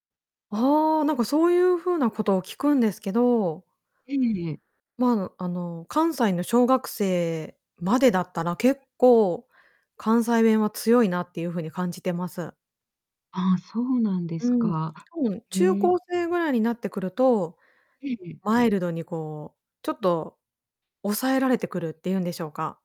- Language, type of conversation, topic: Japanese, podcast, 方言や地元の言葉を、今も使っていますか？
- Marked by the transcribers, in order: distorted speech; other background noise